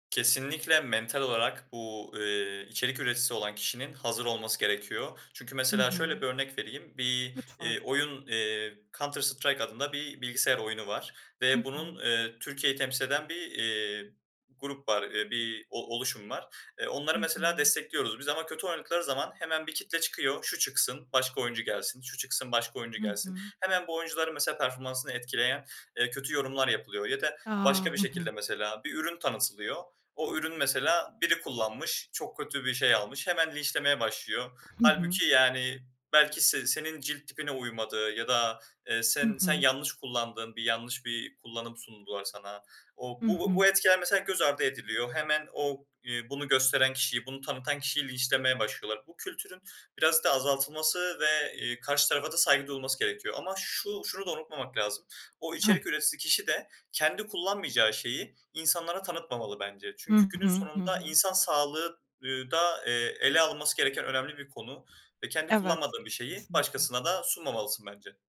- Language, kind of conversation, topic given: Turkish, podcast, İnternette hızlı ünlü olmanın artıları ve eksileri neler?
- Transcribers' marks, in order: other background noise; unintelligible speech